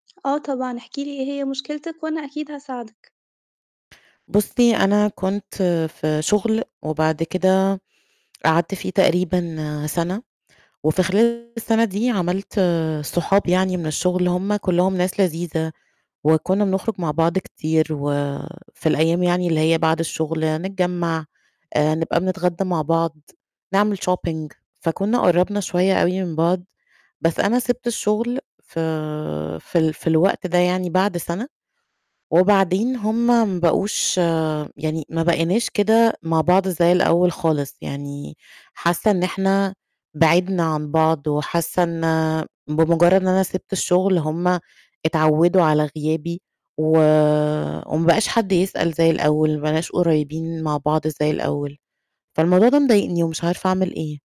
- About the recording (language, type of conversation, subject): Arabic, advice, إزاي أعبّر عن إحساسي إن صحابي القدام بيستبعدوني من الشلة؟
- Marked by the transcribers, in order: tapping; distorted speech; in English: "shopping"